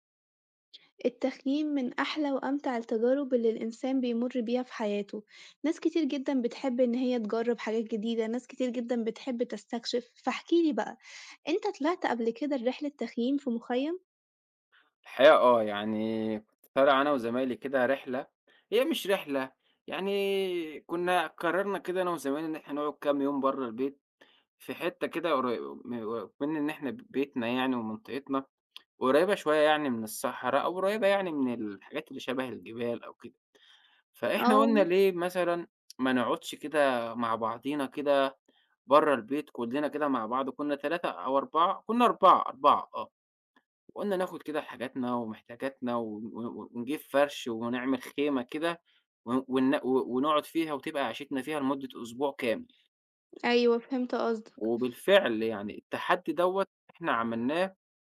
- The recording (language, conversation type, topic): Arabic, podcast, إزاي بتجهّز لطلعة تخييم؟
- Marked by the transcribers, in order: tsk; tsk; tapping